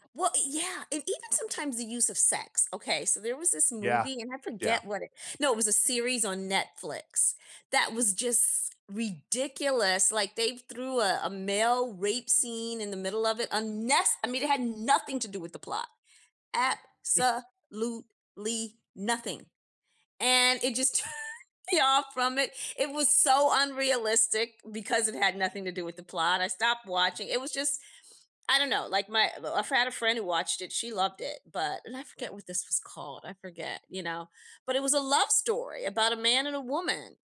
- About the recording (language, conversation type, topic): English, unstructured, What makes a movie plot feel dishonest or fake to you?
- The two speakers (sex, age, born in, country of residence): female, 55-59, United States, United States; male, 40-44, United States, United States
- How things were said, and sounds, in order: stressed: "nothing"; other noise; laughing while speaking: "turned"